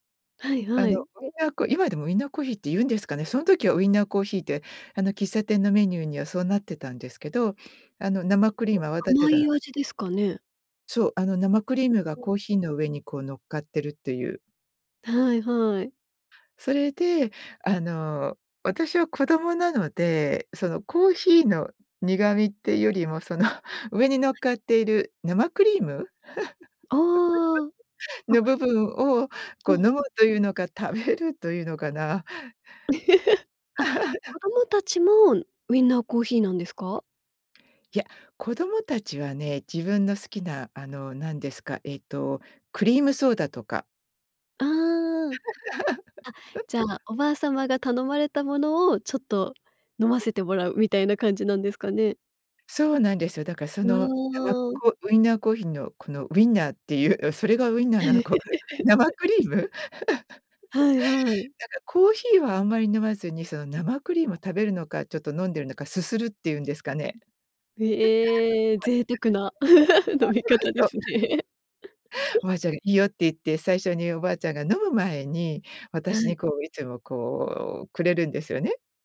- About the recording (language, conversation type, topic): Japanese, podcast, 子どもの頃にほっとする味として思い出すのは何ですか？
- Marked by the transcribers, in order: unintelligible speech; chuckle; laugh; laugh; laugh; laugh; laugh; laugh; laughing while speaking: "そう そう そう"; laughing while speaking: "飲み方ですね"; other noise; laugh